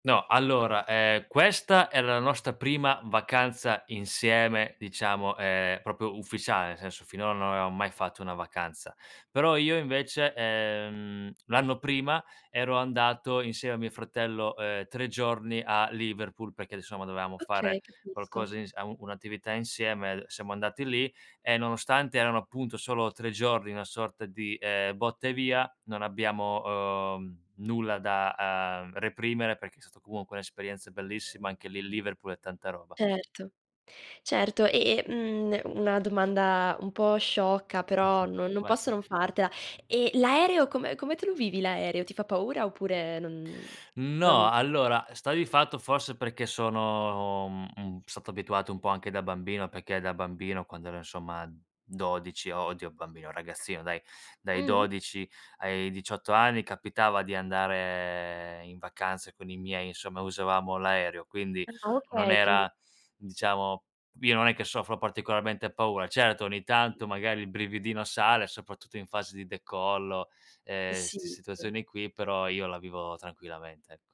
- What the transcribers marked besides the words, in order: other background noise; "avevamo" said as "aeamo"; "dovevamo" said as "doveamo"; chuckle; "perché" said as "pecchè"
- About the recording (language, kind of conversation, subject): Italian, podcast, Qual è un viaggio che non dimenticherai mai?